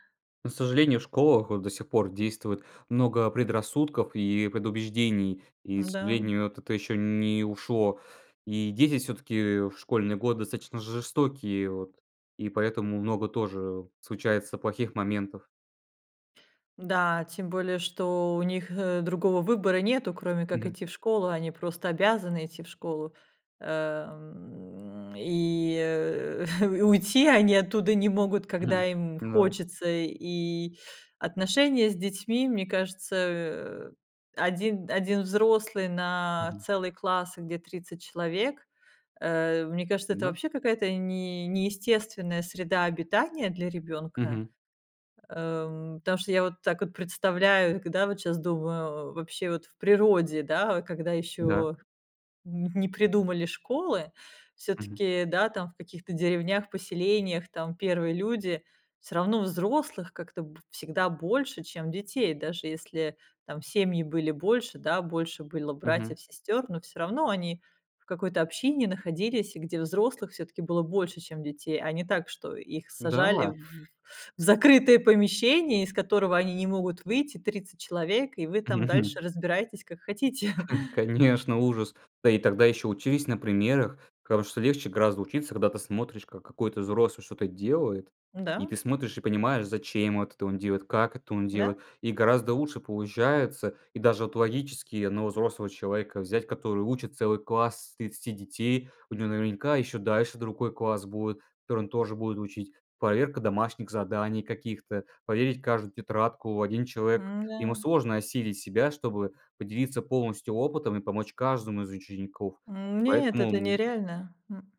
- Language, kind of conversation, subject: Russian, podcast, Что, по‑твоему, мешает учиться с удовольствием?
- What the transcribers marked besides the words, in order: chuckle; tapping; other background noise; laughing while speaking: "Мгм"; chuckle